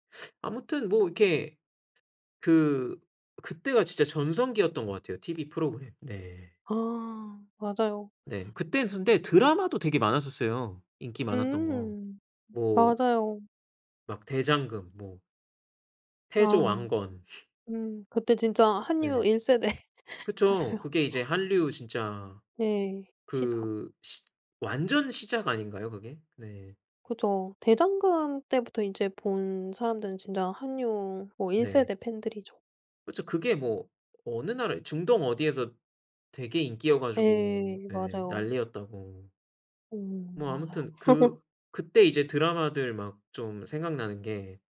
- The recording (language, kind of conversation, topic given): Korean, podcast, 어렸을 때 즐겨 보던 TV 프로그램은 무엇이었고, 어떤 점이 가장 기억에 남나요?
- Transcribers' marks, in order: other background noise; tapping; laughing while speaking: "일 세대잖아요"; laugh